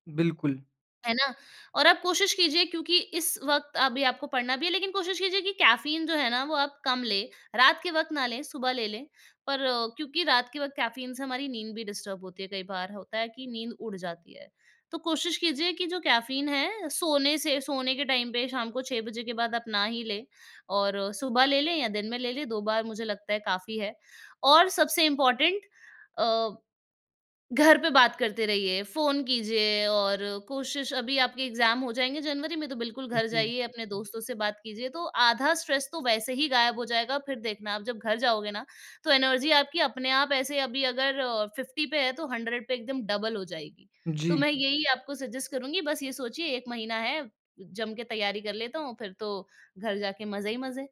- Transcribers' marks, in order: in English: "कैफ़ीन"; in English: "कैफ़ीन"; in English: "डिस्टर्ब"; in English: "कैफ़ीन"; in English: "टाइम"; in English: "इम्पॉर्टेंट"; in English: "एग्ज़ाम"; in English: "स्ट्रेस"; in English: "एनर्जी"; in English: "फिफ्टी"; in English: "हंड्रेड"; in English: "डबल"; in English: "सजेस्ट"
- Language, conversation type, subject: Hindi, advice, दिनचर्या बदलने के बाद भी मेरी ऊर्जा में सुधार क्यों नहीं हो रहा है?